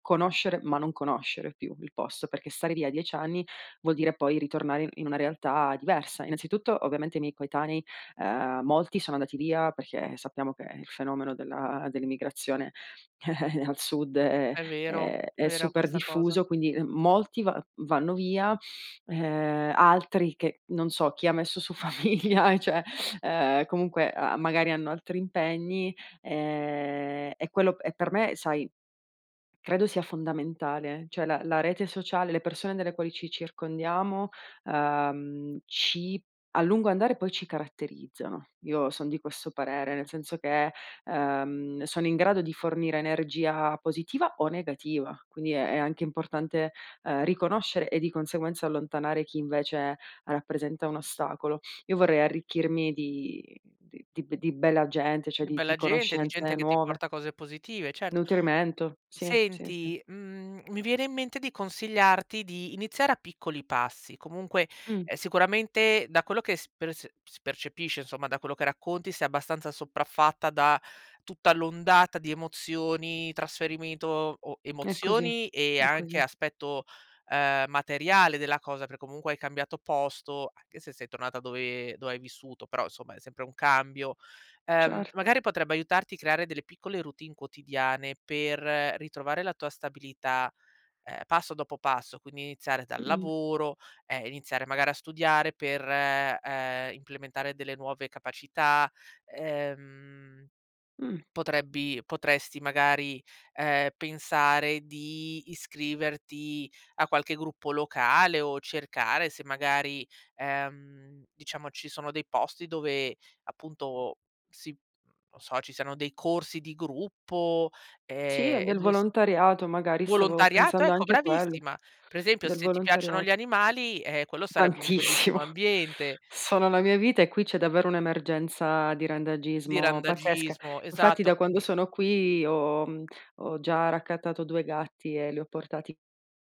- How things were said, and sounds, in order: chuckle; laughing while speaking: "famiglia, eh, cioè"; teeth sucking; "cioè" said as "ceh"; other background noise; laughing while speaking: "Tantissimo"
- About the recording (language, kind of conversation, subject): Italian, advice, Come posso affrontare la sensazione di essere perso e senza scopo dopo un trasferimento importante?